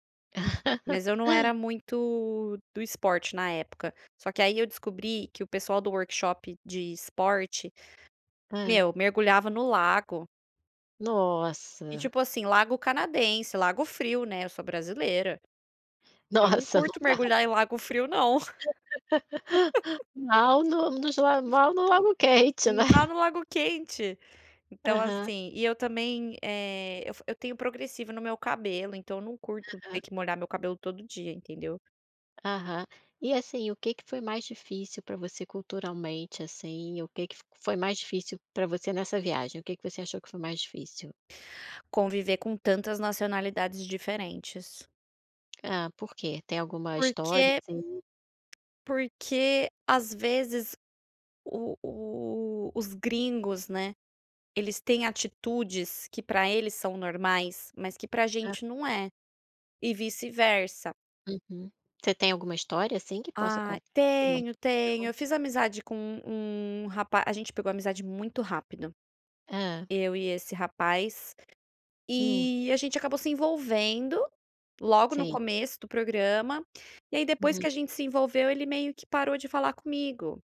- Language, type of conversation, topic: Portuguese, podcast, Qual foi uma experiência de adaptação cultural que marcou você?
- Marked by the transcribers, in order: laugh; tapping; laugh; other background noise; unintelligible speech